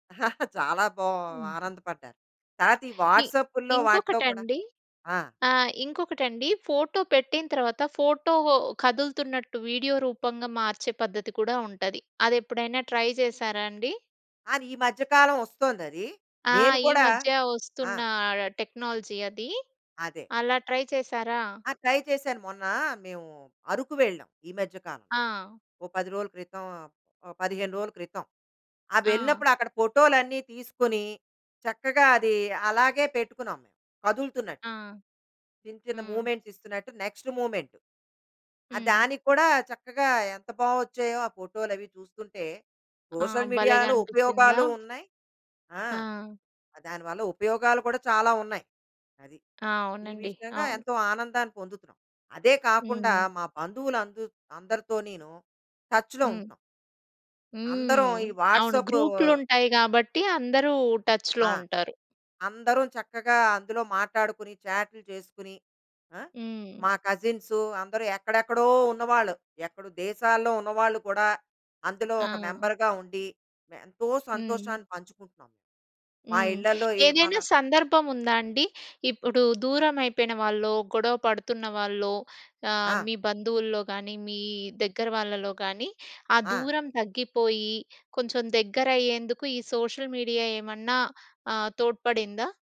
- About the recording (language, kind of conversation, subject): Telugu, podcast, సోషల్ మీడియా మీ జీవితాన్ని ఎలా మార్చింది?
- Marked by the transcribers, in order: chuckle; other noise; other background noise; in English: "ట్రై"; in English: "టెక్నాలజీ"; in English: "ట్రై"; in English: "ట్రై"; in English: "మూమెంట్స్"; in English: "నెక్స్ట్ మూమెంట్"; in English: "సోషల్ మీడియాలో"; in English: "టచ్‌లో"; in English: "వాట్సాప్"; in English: "టచ్‌లో"; in English: "మెంబర్‌గా"; tapping; in English: "సోషల్ మీడియా"